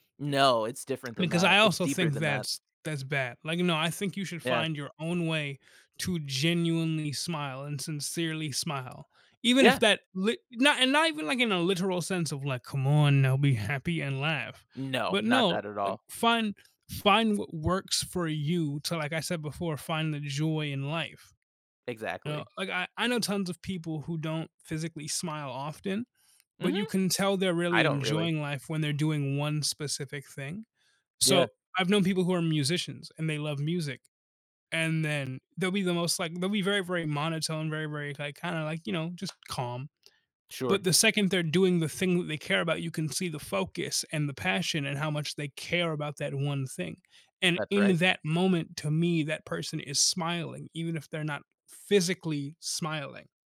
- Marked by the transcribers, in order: put-on voice: "Come on now be happy and laugh"
- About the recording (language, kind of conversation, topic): English, unstructured, How can we use shared humor to keep our relationship close?